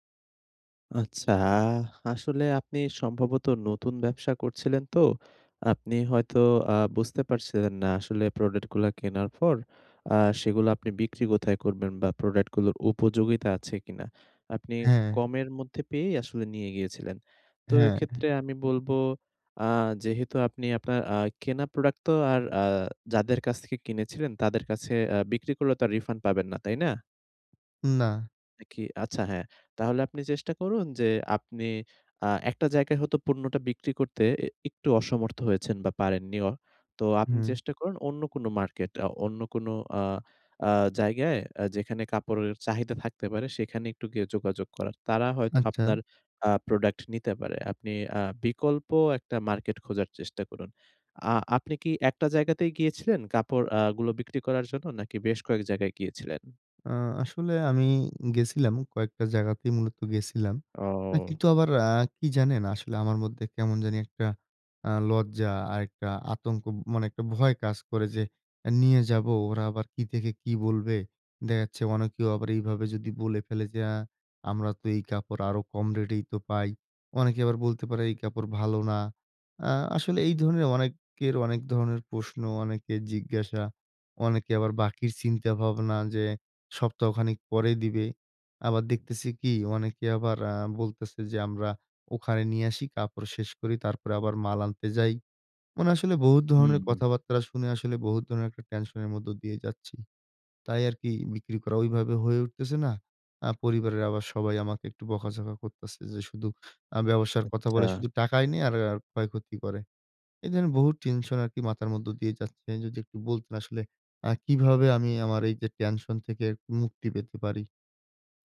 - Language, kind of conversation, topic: Bengali, advice, বাড়িতে থাকলে কীভাবে উদ্বেগ কমিয়ে আরাম করে থাকতে পারি?
- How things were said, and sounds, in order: drawn out: "আচ্ছা"; "কথাবার্তা" said as "কথাবাত্রা"